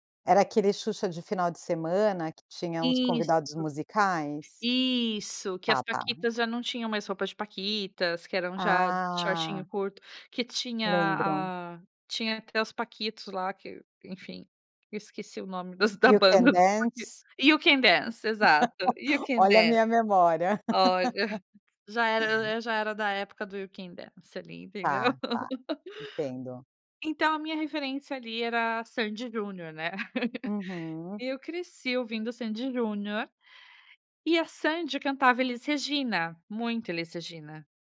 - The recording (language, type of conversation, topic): Portuguese, podcast, Como suas amizades influenciaram suas escolhas musicais?
- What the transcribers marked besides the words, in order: in English: "You Can Dance?"; in English: "You Can Dance"; laugh; in English: "You Can Dance"; laugh; in English: "You Can Dance"; laugh; laugh